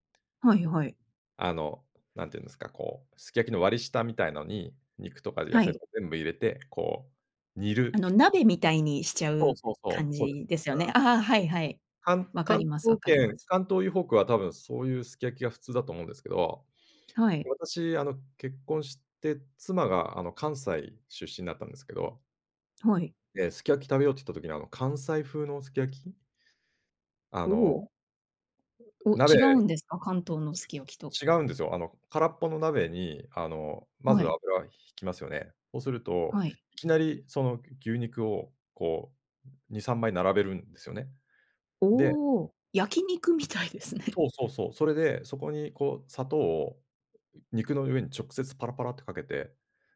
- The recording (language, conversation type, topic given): Japanese, podcast, 子どもの頃の食卓で一番好きだった料理は何ですか？
- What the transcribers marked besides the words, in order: other noise; laughing while speaking: "みたいですね"